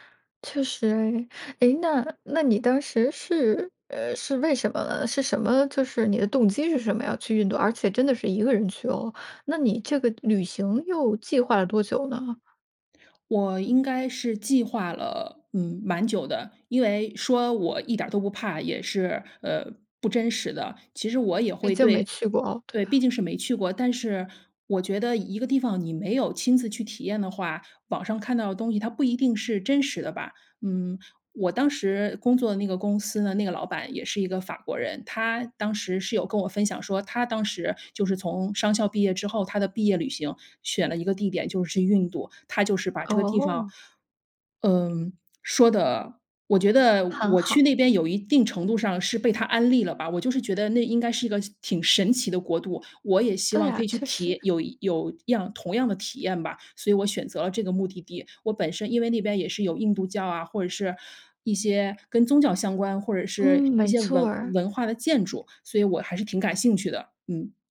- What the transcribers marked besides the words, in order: "印" said as "运"
- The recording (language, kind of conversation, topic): Chinese, podcast, 旅行教给你最重要的一课是什么？